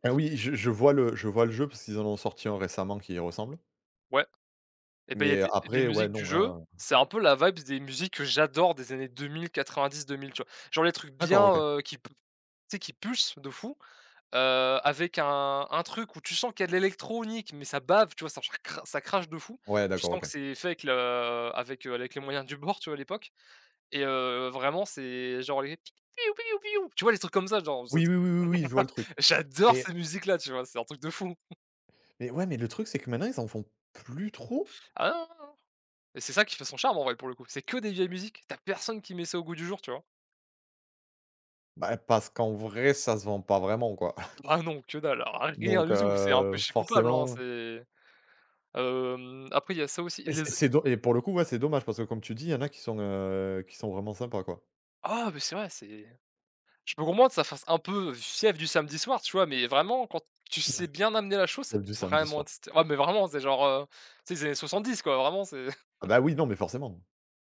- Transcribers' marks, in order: in English: "vibes"; tapping; chuckle; chuckle; stressed: "J'adore"; chuckle; chuckle; chuckle; chuckle
- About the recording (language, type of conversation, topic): French, unstructured, Comment la musique peut-elle changer ton humeur ?